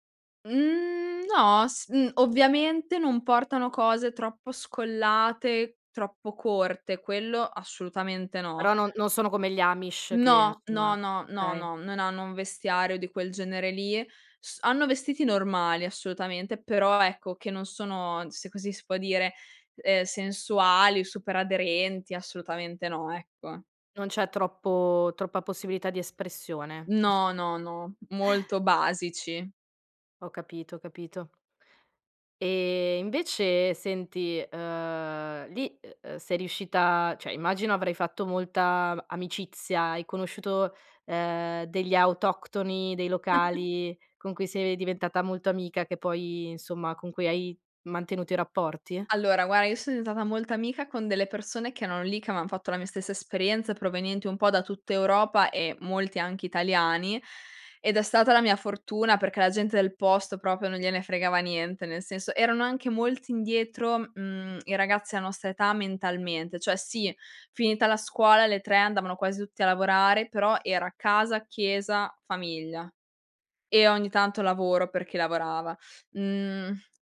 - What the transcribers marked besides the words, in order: "okay" said as "kay"; chuckle; "cioè" said as "ceh"; chuckle; "guarda" said as "guara"; "proprio" said as "propio"; "Cioè" said as "ceh"
- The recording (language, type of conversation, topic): Italian, podcast, Qual è stato il tuo primo periodo lontano da casa?